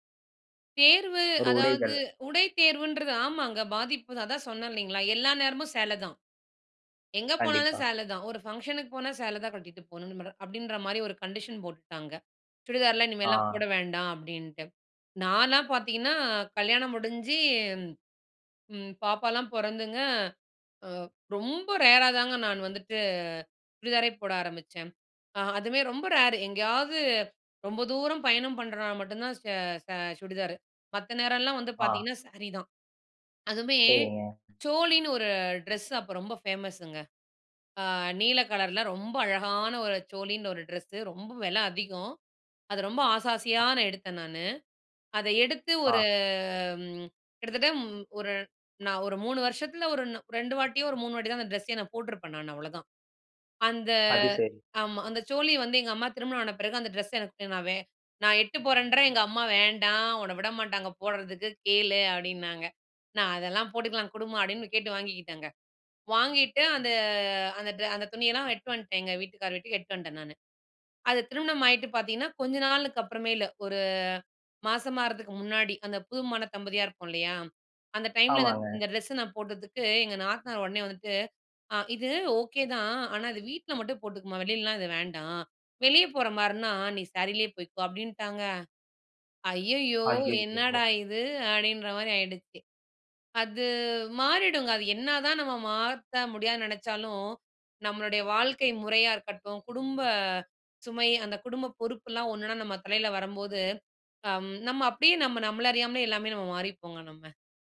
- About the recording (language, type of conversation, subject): Tamil, podcast, வயது கூடிக்கொண்டே போகும்போது, உங்கள் நடைமுறையில் என்னென்ன மாற்றங்கள் வந்துள்ளன?
- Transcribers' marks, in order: in English: "ஃபங்க்ஷனுக்கு"; in English: "கண்டிஷன்"; drawn out: "முடிஞ்சு"; in English: "ரேரா"; in English: "ரேரு"; in English: "சோலின்னு"; in English: "ட்ரெஸ்"; in English: "ஃபேமஸ்ஸுங்க"; other noise; in English: "ட்ரெஸ்ஸு"; drawn out: "ஒரு"; in English: "ட்ரெஸ்ஸயே"; drawn out: "அந்த"; in Hindi: "சோலி"; in English: "ட்ரெஸ்ஸ"; "எடுத்துட்டு" said as "எட்டு"; drawn out: "அந்த"; "வந்துட்டேங்க" said as "எட்டுவண்ட்டேங்க"; "வந்துட்டேன்" said as "எட்டுவண்ட்டே"; in English: "டைம்ல"; in English: "ட்ரெஸ்ஸ"; drawn out: "அது"; drawn out: "குடும்ப"